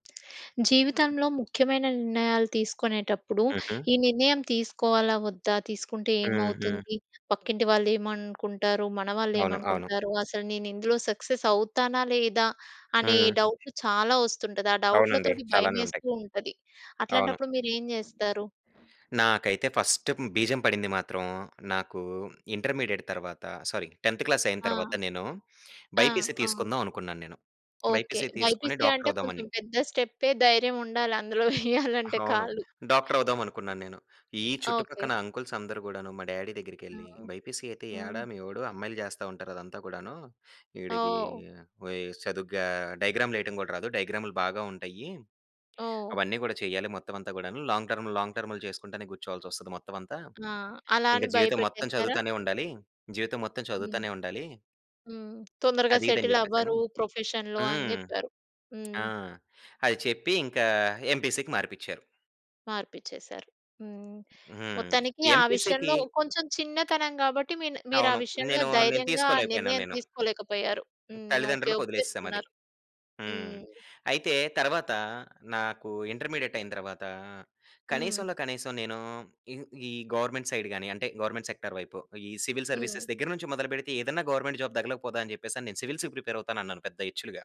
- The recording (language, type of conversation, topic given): Telugu, podcast, భయం వల్ల నిర్ణయం తీసుకోలేకపోయినప్పుడు మీరు ఏమి చేస్తారు?
- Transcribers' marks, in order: in English: "సక్సెస్"; other background noise; in English: "ఫస్ట్"; in English: "ఇంటర్మీడియేట్"; in English: "సారీ టెంత్ క్లాస్"; in English: "బైపీసీ"; in English: "బైపీసీ"; in English: "బైపీసీ"; giggle; in English: "డ్యాడీ"; in English: "బైపీసీ"; in English: "లాంగ్ టర్మ్, లాంగ్"; tapping; in English: "సెటిల్"; in English: "ప్రొఫెషన్‌లో"; in English: "ఎంపీసీకి"; in English: "ఎంపీసీకి"; in English: "ఇంటర్మీడియేట్"; in English: "గవర్నమెంట్ సైడ్"; in English: "గవర్నమెంట్ సెక్టార్"; in English: "సివిల్ సర్వీసెస్"; in English: "గవర్నమెంట్ జాబ్"; in English: "సివిల్స్‌కి ప్రిపేర్"